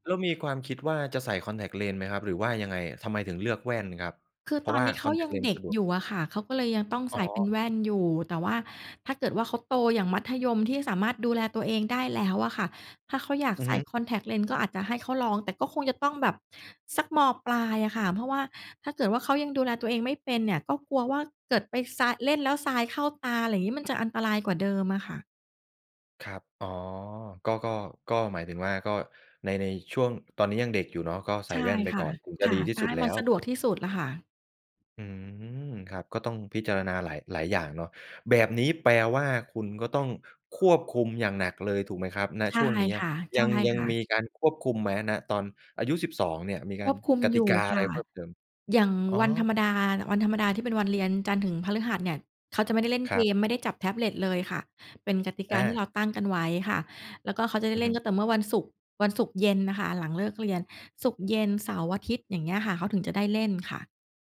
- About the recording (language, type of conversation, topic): Thai, podcast, จะจัดการเวลาใช้หน้าจอของเด็กให้สมดุลได้อย่างไร?
- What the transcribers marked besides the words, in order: none